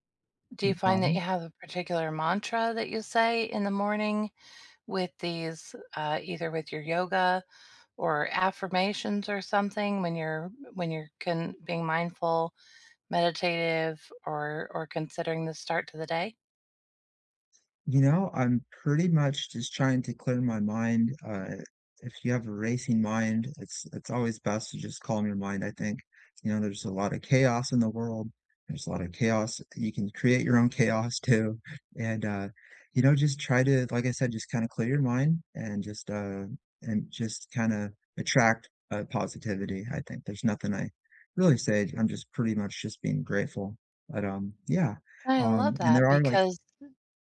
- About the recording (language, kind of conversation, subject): English, unstructured, What small daily habits brighten your mood, and how can we share and support them together?
- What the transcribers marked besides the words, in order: other background noise